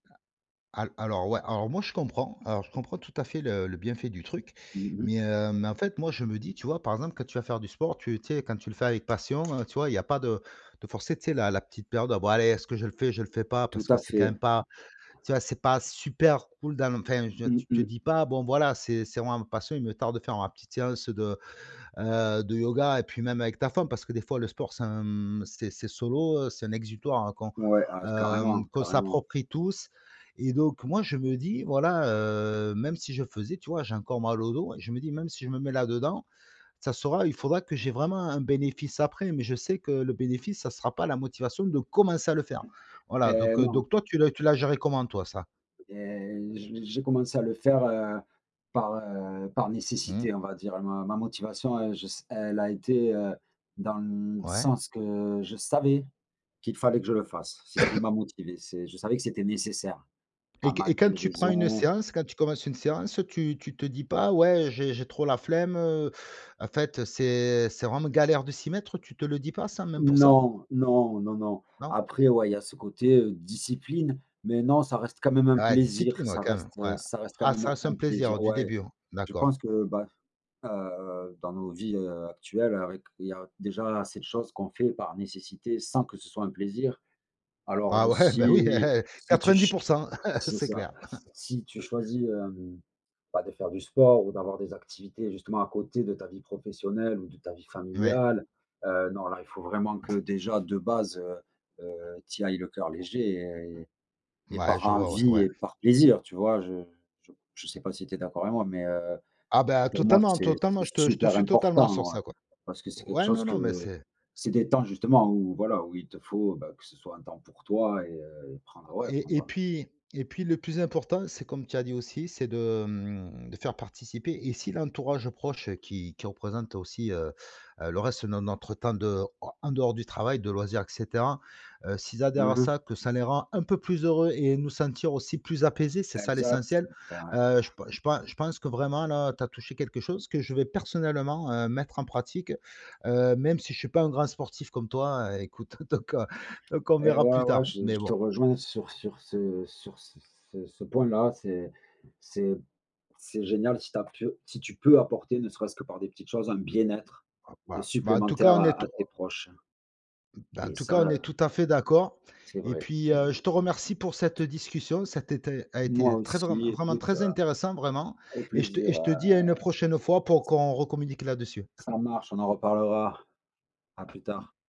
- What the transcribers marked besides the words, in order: tapping; other background noise; stressed: "commencer"; stressed: "savais"; cough; laughing while speaking: "ouais"; chuckle; stressed: "super"; laughing while speaking: "donc heu"; chuckle
- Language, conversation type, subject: French, unstructured, Comment vivez-vous le fait d’être blessé et de ne pas pouvoir jouer ?
- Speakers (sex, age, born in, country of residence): male, 40-44, France, France; male, 45-49, France, France